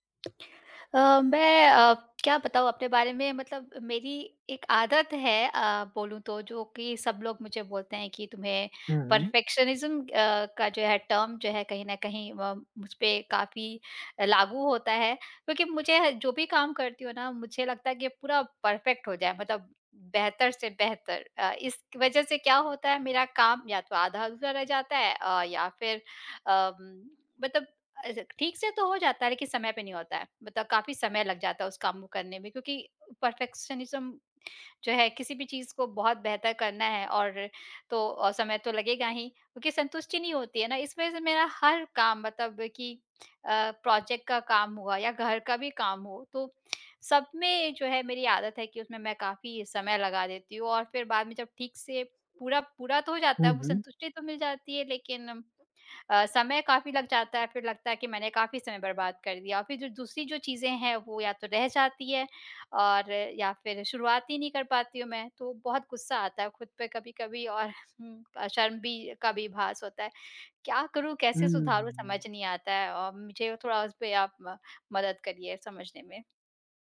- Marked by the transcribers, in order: tapping; in English: "परफेक्शनिज़्म"; in English: "टर्म"; in English: "परफेक्ट"; in English: "परफेक्शनिज़्म"
- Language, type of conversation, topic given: Hindi, advice, परफेक्शनिज्म के कारण काम पूरा न होने और खुद पर गुस्सा व शर्म महसूस होने का आप पर क्या असर पड़ता है?
- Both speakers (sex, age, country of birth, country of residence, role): female, 35-39, India, India, user; male, 20-24, India, India, advisor